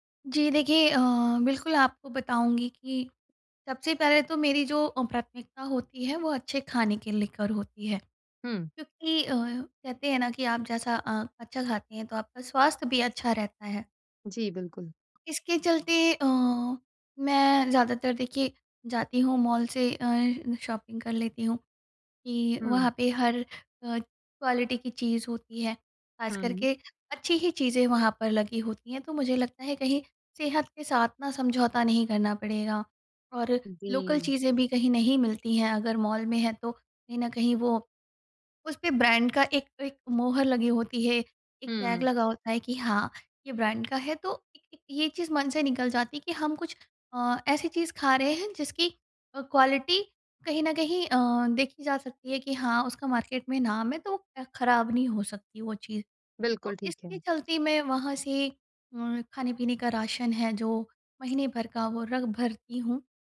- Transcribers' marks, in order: in English: "शॉपिंग"; in English: "क़्वालिटी"; in English: "लोकल"; in English: "क़्वालिटी"; in English: "मार्केट"; tapping
- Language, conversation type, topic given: Hindi, advice, बजट में अच्छी गुणवत्ता वाली चीज़ें कैसे ढूँढूँ?